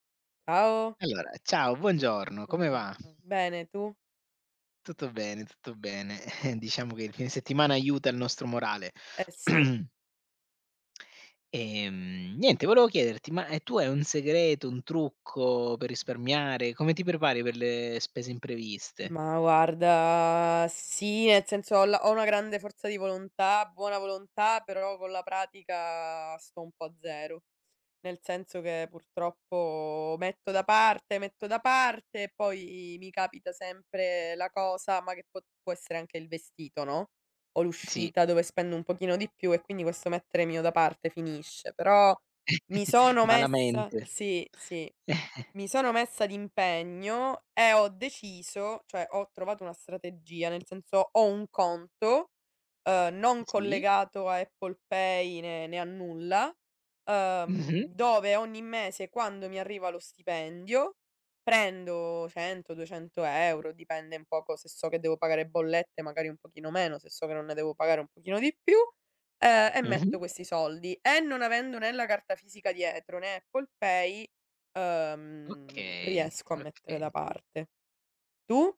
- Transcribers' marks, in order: laughing while speaking: "Eh"; throat clearing; horn; chuckle; chuckle; tapping; laughing while speaking: "Mh-mh"
- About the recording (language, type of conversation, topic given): Italian, unstructured, Come ti prepari ad affrontare le spese impreviste?